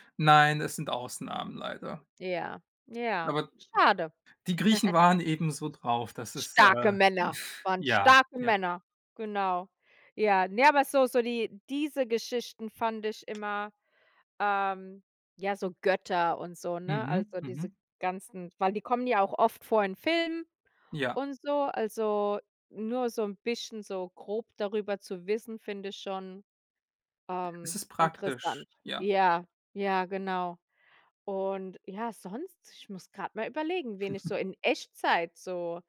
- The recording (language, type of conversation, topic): German, unstructured, Welche historische Persönlichkeit findest du besonders inspirierend?
- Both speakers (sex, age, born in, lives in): female, 35-39, Germany, United States; male, 25-29, Germany, Germany
- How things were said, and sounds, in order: other noise; giggle; put-on voice: "Starke Männer waren starke Männer"; snort; other background noise; chuckle